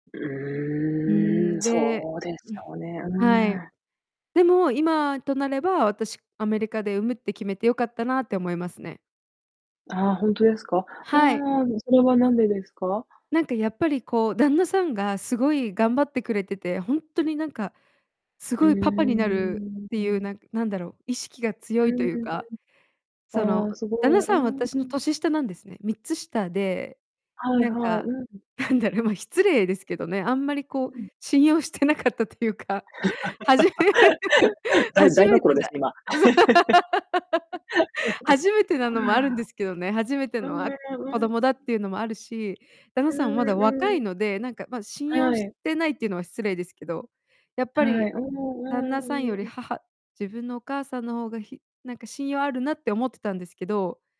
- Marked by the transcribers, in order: distorted speech; laughing while speaking: "何だろ"; laughing while speaking: "信用してなかったというか、初め 初めてだ"; laugh; laugh; laugh
- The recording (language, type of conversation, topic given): Japanese, unstructured, 恋人と意見が合わないとき、どうしていますか？